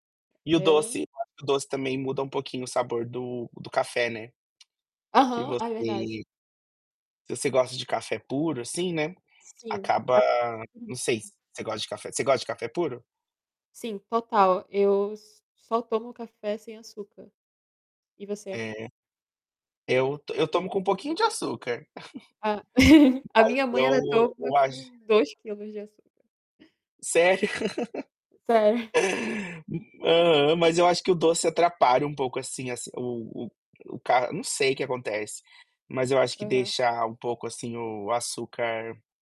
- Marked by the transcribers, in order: tapping; static; unintelligible speech; laugh; distorted speech; unintelligible speech; laugh
- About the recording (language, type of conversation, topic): Portuguese, unstructured, Entre doce e salgado, que tipo de lanche você prefere?